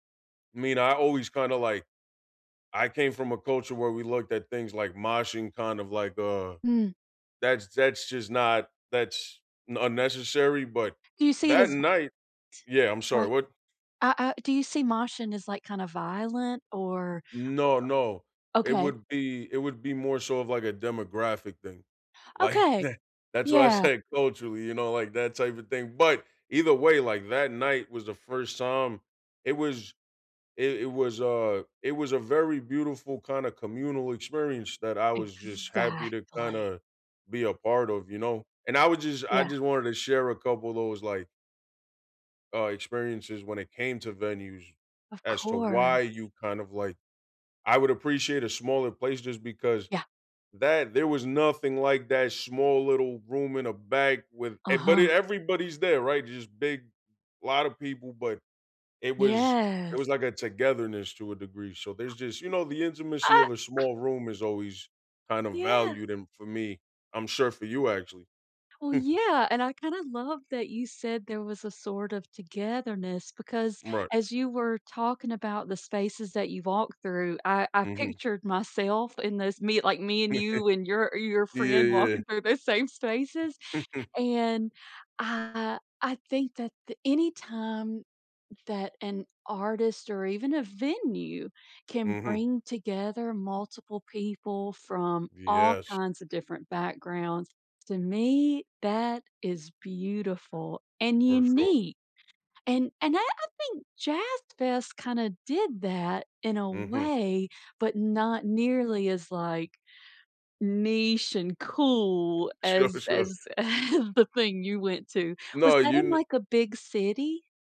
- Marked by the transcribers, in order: tapping; laughing while speaking: "like the"; laughing while speaking: "say"; stressed: "Exactly"; other background noise; exhale; chuckle; chuckle; laughing while speaking: "Sure, sure"; chuckle
- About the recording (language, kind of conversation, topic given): English, unstructured, Should I pick a festival or club for a cheap solo weekend?
- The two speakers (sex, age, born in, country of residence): female, 40-44, United States, United States; male, 35-39, United States, United States